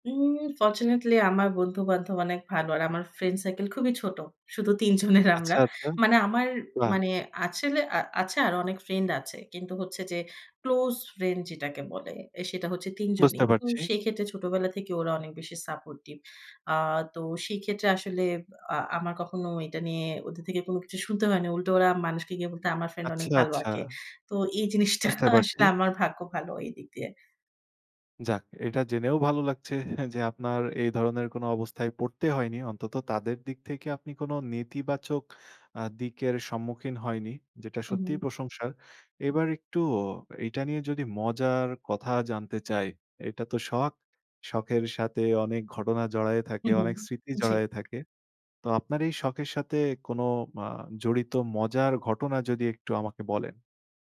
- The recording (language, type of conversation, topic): Bengali, podcast, তোমার সবচেয়ে প্রিয় শখ কোনটি, আর কেন সেটি তোমার ভালো লাগে?
- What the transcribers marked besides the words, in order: laughing while speaking: "জনের আমরা"; "আসলে" said as "আছলে"; laughing while speaking: "জিনিসটা আসলে আমার ভাগ্য ভালো"